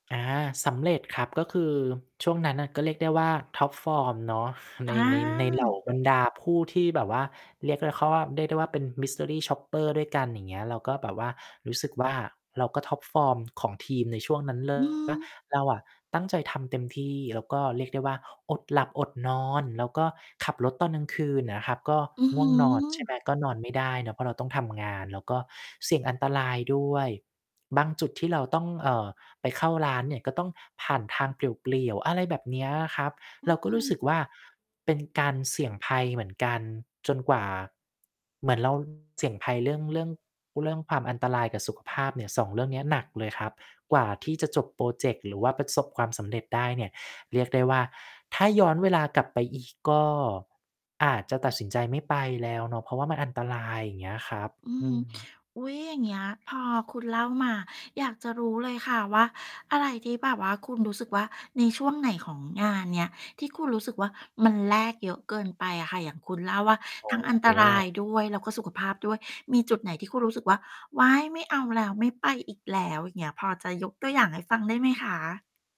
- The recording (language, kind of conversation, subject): Thai, podcast, คุณคิดว่าต้องแลกอะไรบ้างเพื่อให้ประสบความสำเร็จ?
- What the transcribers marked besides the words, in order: in English: "ท็อปฟอร์ม"; distorted speech; in English: "Mystery Shopper"; in English: "ท็อปฟอร์ม"